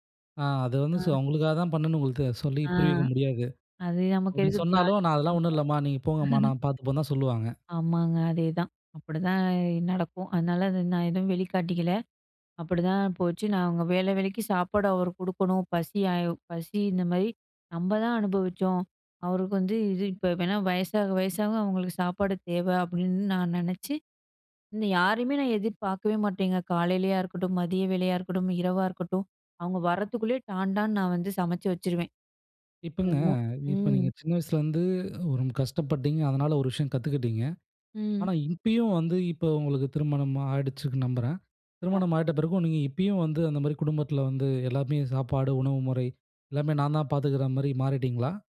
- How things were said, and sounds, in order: other noise; chuckle; unintelligible speech
- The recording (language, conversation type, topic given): Tamil, podcast, சிறு வயதில் கற்றுக்கொண்டது இன்றும் உங்களுக்கு பயனாக இருக்கிறதா?